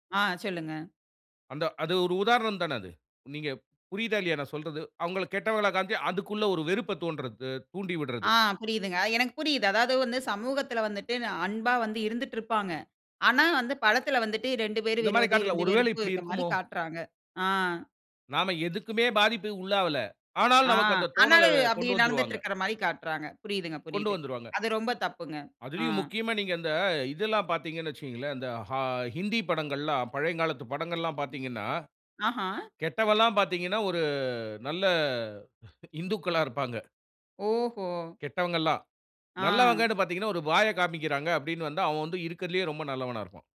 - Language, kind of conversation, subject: Tamil, podcast, சினிமா நம்ம சமூகத்தை எப்படி பிரதிபலிக்கிறது?
- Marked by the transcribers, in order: "காண்பித்து" said as "காம்ச்சு"; "காட்றதுல" said as "காட்டத்ல"; "வச்சுக்கோங்களேன்" said as "வச்சுங்களேன்"; other noise; drawn out: "ஒரு நல்ல"; other background noise